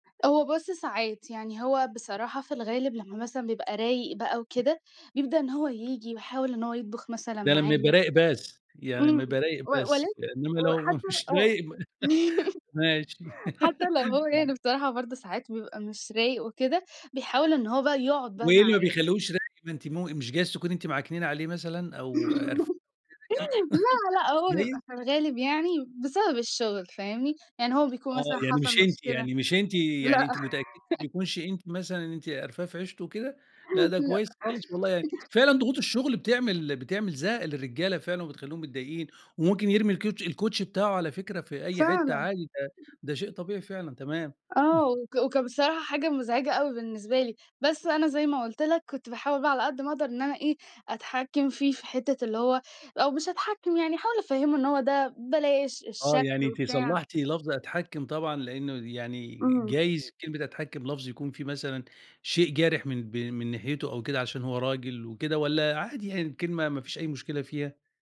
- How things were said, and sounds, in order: tapping; chuckle; laughing while speaking: "إنما لو ما رايِق ماشي"; unintelligible speech; unintelligible speech; laugh; laugh; chuckle; chuckle; laughing while speaking: "لأ"; laugh; chuckle
- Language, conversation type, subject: Arabic, podcast, إزاي بتقسموا شغل البيت بينكم؟